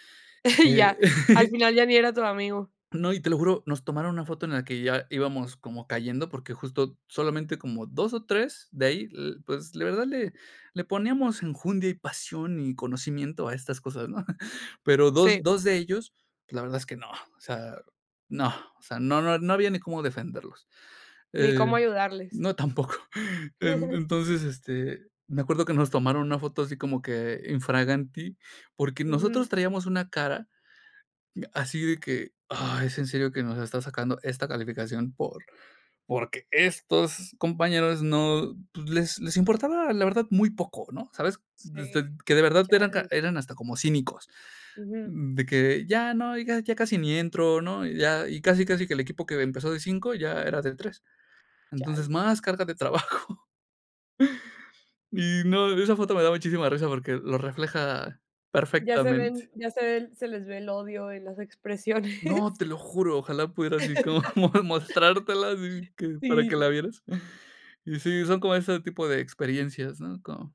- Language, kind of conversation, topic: Spanish, podcast, ¿Prefieres colaborar o trabajar solo cuando haces experimentos?
- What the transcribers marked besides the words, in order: chuckle; chuckle; chuckle; laughing while speaking: "trabajo"; laugh